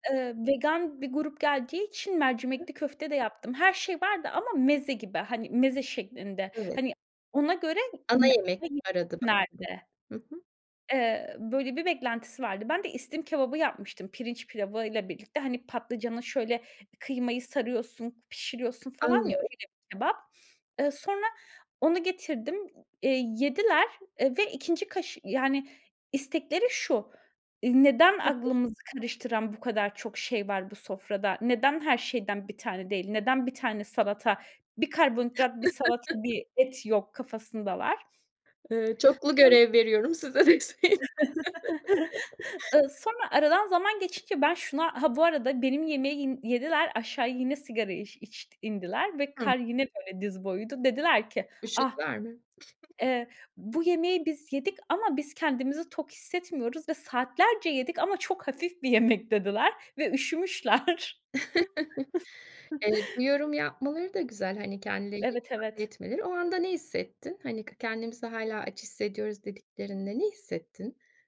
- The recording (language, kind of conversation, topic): Turkish, podcast, Yemekler üzerinden kültürünü dinleyiciye nasıl anlatırsın?
- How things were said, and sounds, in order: other background noise; unintelligible speech; unintelligible speech; sniff; tapping; chuckle; sniff; chuckle; laughing while speaking: "size deseydin"; chuckle; chuckle; chuckle; laughing while speaking: "üşümüşler"; chuckle; unintelligible speech